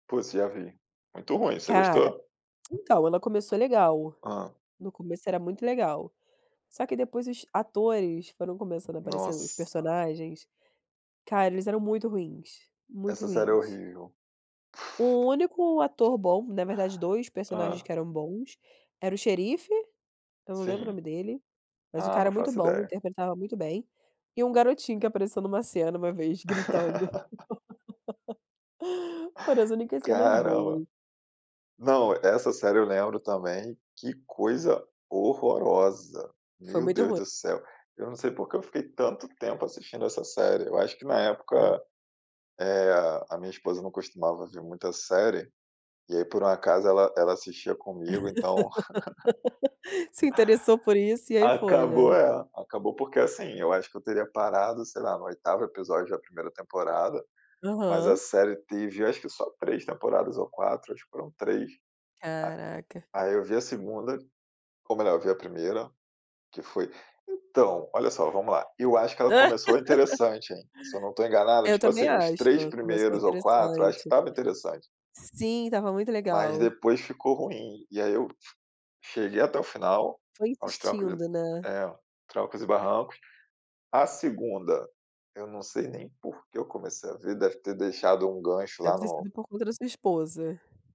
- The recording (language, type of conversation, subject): Portuguese, unstructured, Como você decide entre assistir a um filme ou a uma série?
- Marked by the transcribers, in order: tapping; laugh; other background noise; laugh; laugh; laugh; laugh